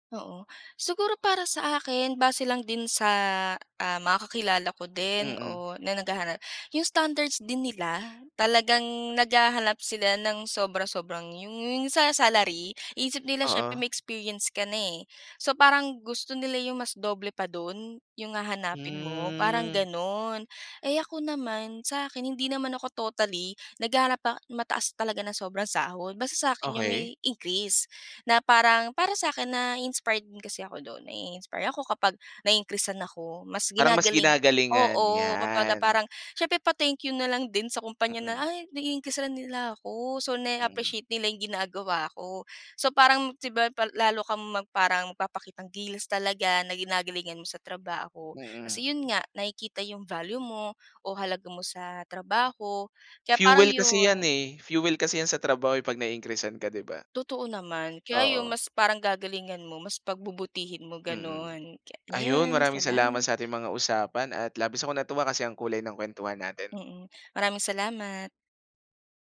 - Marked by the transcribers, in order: none
- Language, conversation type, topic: Filipino, podcast, Paano mo pinapasiya kung aalis ka na ba sa trabaho o magpapatuloy ka pa?